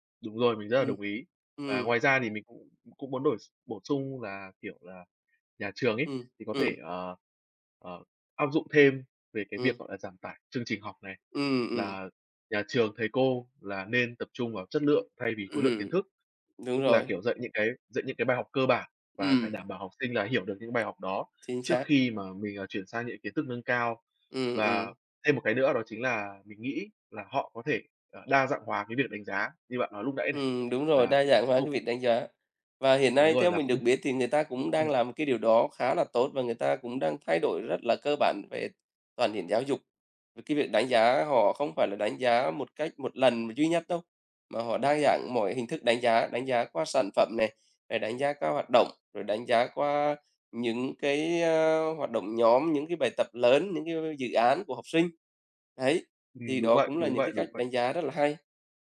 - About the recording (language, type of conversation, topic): Vietnamese, unstructured, Bạn nghĩ gì về áp lực học tập hiện nay trong nhà trường?
- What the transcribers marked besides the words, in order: other background noise